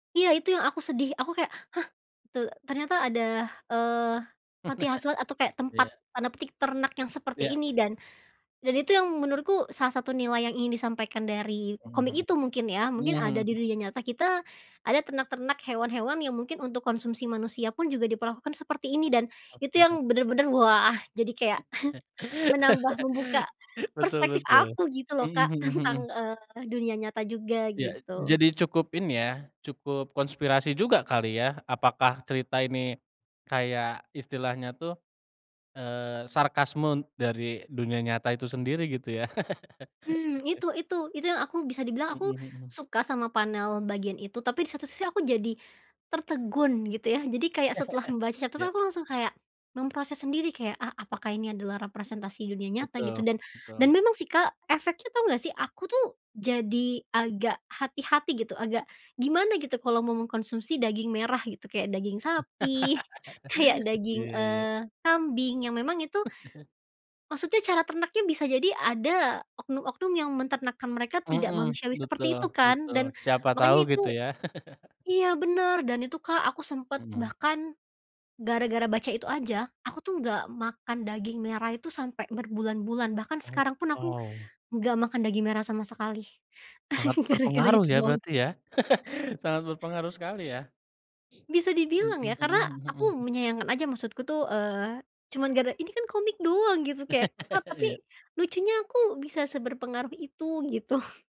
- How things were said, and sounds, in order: chuckle; other background noise; laugh; stressed: "wah"; chuckle; laugh; chuckle; laugh; laughing while speaking: "kayak"; chuckle; chuckle; chuckle; laughing while speaking: "gara-gara itu doang"; chuckle; chuckle
- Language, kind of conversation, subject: Indonesian, podcast, Pernahkah sebuah buku mengubah cara pandangmu tentang sesuatu?